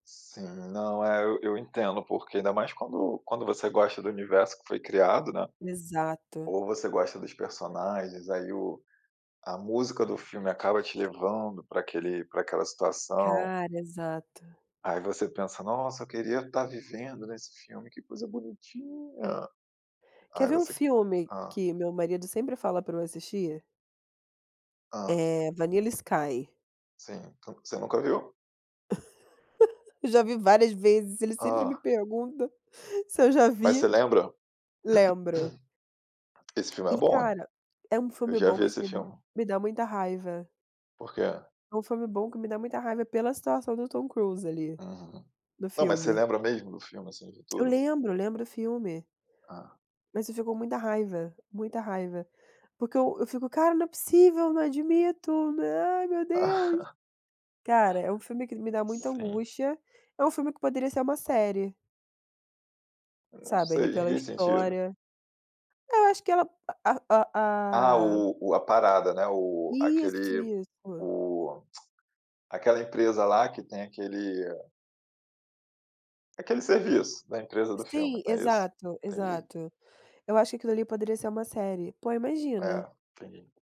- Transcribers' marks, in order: put-on voice: "Que coisa bonitinha!"; laugh; chuckle; throat clearing; tapping; laugh; tongue click
- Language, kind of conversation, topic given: Portuguese, unstructured, Como você decide entre assistir a um filme ou a uma série?